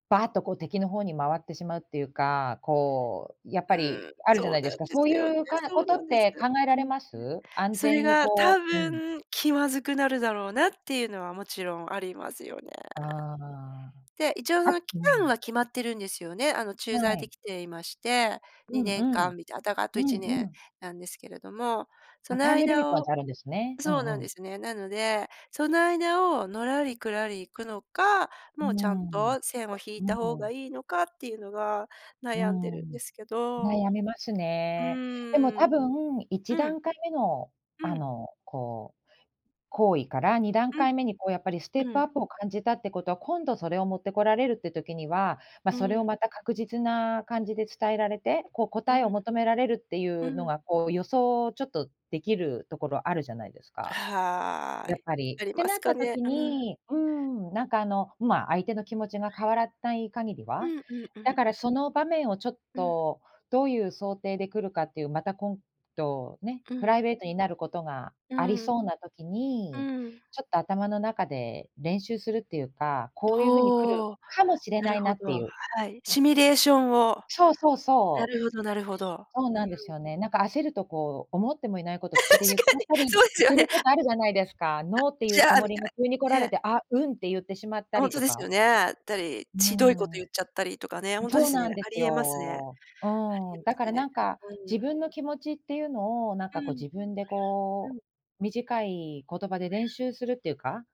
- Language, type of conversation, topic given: Japanese, advice, 人間関係で意見を言うのが怖くて我慢してしまうのは、どうすれば改善できますか？
- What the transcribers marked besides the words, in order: bird; tapping; other background noise; laugh; laughing while speaking: "しかに。そうすよね"